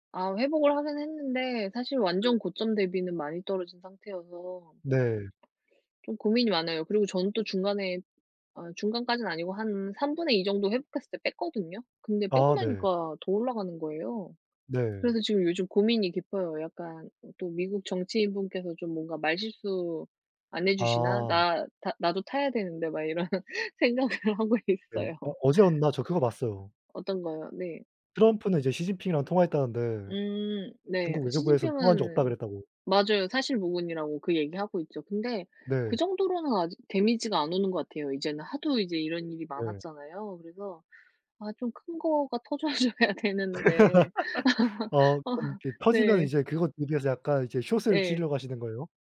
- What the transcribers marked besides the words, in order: tapping; laughing while speaking: "막 이런 생각을 하고 있어요"; laugh; laughing while speaking: "터져줘야 되는데 네"; laugh
- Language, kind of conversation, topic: Korean, unstructured, 정치 이야기를 하면서 좋았던 경험이 있나요?